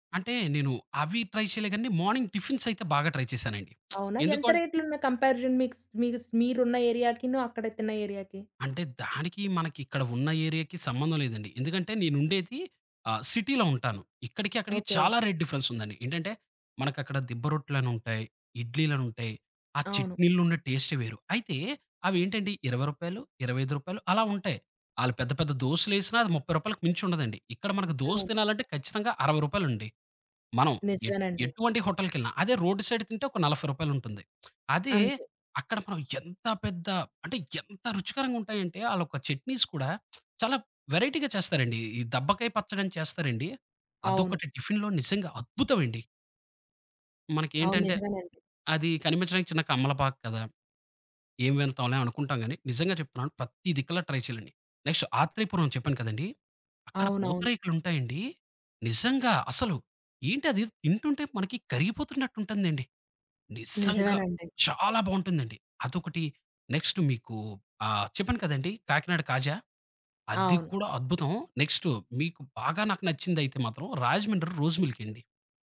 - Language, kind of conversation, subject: Telugu, podcast, స్థానిక ఆహారం తింటూ మీరు తెలుసుకున్న ముఖ్యమైన పాఠం ఏమిటి?
- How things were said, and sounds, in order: in English: "ట్రై"; in English: "మార్నింగ్"; in English: "ట్రై"; lip smack; in English: "కంపారిజన్"; in English: "ఏరియాకి?"; in English: "ఏరియాకి"; in English: "సిటీలో"; in English: "రేట్"; in English: "సైడ్"; in English: "చట్నీస్"; lip smack; in English: "వెరైటీగా"; in English: "టిఫిన్‌లో"; tapping; in English: "ట్రై"; in English: "నెక్స్ట్"; stressed: "చాలా"; in English: "నెక్స్ట్"; in English: "నెక్స్ట్"; in English: "రోస్ మిల్క్"